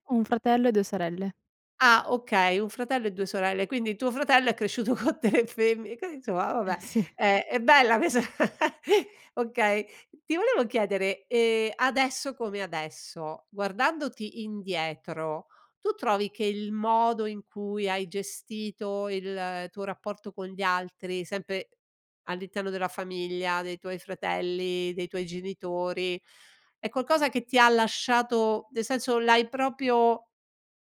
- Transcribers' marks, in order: laughing while speaking: "Eh sì"; laughing while speaking: "co tre femmi qui insomma vabbè è è bella quesa"; "questa" said as "quesa"; chuckle; "sempre" said as "sempe"; "proprio" said as "propio"
- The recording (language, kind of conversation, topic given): Italian, podcast, Cosa fai quando i tuoi valori entrano in conflitto tra loro?